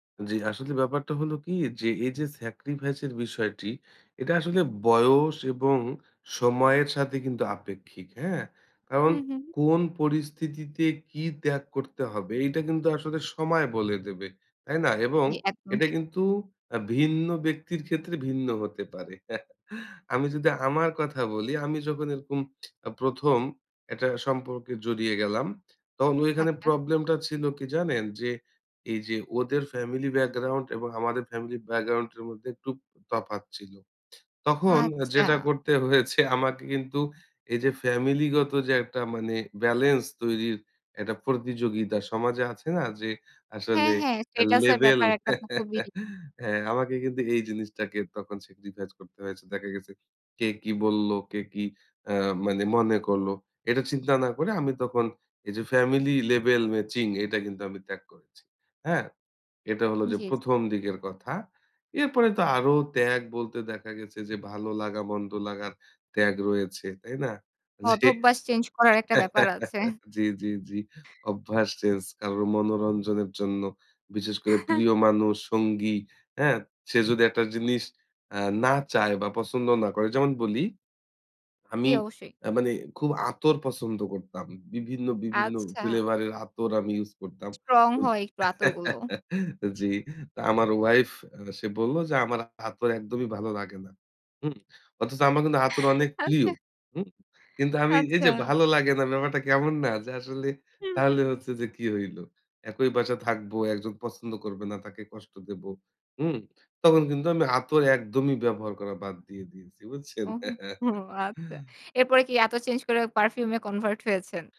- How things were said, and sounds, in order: chuckle; tapping; drawn out: "আচ্ছা"; chuckle; giggle; chuckle; laugh; chuckle; giggle; joyful: "আচ্ছা। আচ্ছা"; inhale; chuckle; laugh
- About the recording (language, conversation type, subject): Bengali, podcast, সম্পর্কের জন্য আপনি কতটা ত্যাগ করতে প্রস্তুত?